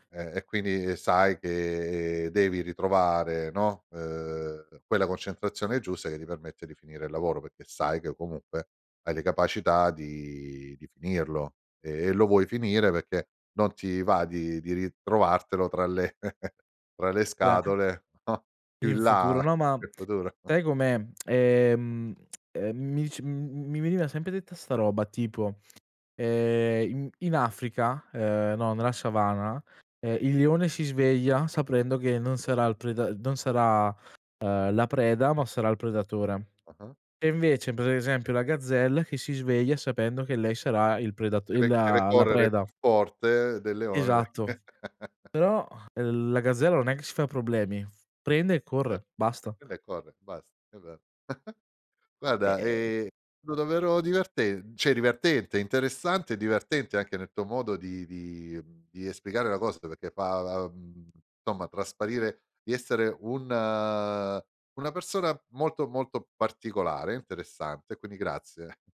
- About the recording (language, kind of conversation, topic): Italian, podcast, Dove trovi ispirazione quando ti senti bloccato?
- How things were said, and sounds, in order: chuckle; inhale; laughing while speaking: "no, più in là in futuro"; "sapendo" said as "saprendo"; tapping; chuckle; unintelligible speech; chuckle; "stato" said as "tato"; "cioè" said as "ceh"; laughing while speaking: "grazie"